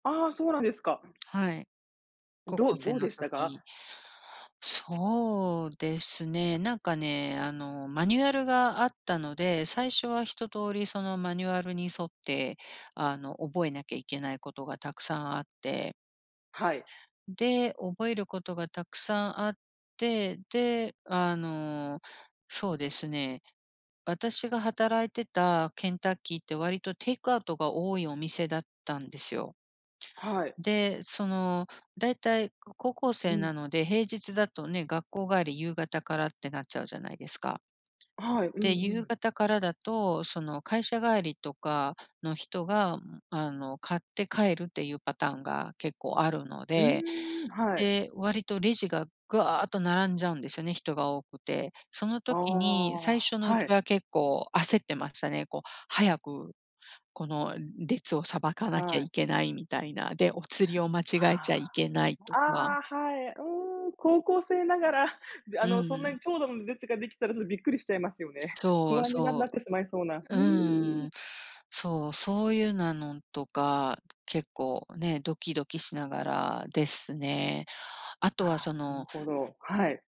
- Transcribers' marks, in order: tapping; other background noise
- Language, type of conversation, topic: Japanese, unstructured, 初めて働いたときの思い出は何ですか？